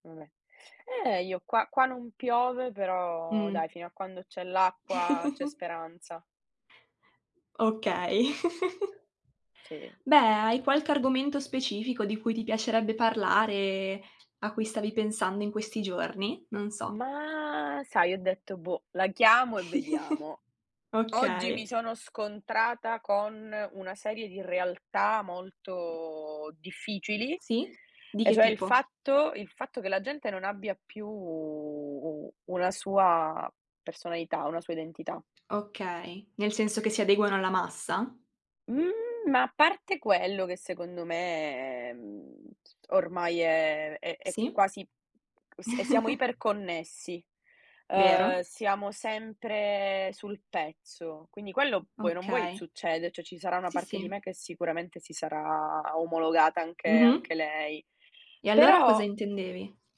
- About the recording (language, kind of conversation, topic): Italian, unstructured, Quale parte della tua identità ti sorprende di più?
- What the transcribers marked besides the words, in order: stressed: "eh"; giggle; giggle; other background noise; drawn out: "Ma"; giggle; drawn out: "più"; stressed: "Mhmm"; chuckle; "cioè" said as "ceh"